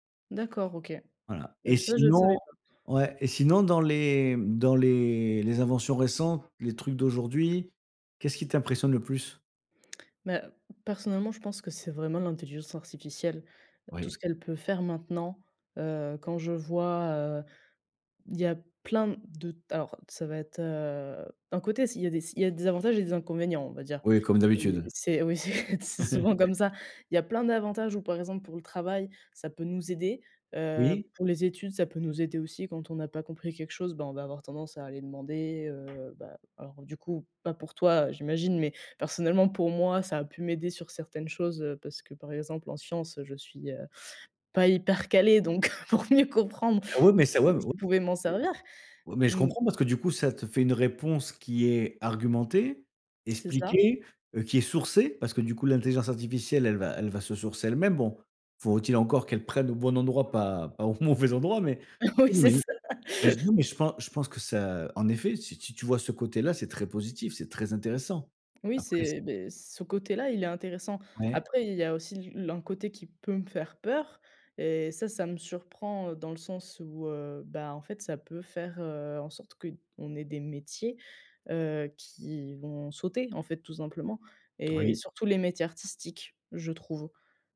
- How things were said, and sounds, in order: chuckle; chuckle; laughing while speaking: "pour mieux comprendre"; unintelligible speech; stressed: "argumentée"; laughing while speaking: "mauvais endroit mais"; laughing while speaking: "Oui, c'est ça"
- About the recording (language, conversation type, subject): French, unstructured, Quelle invention scientifique aurait changé ta vie ?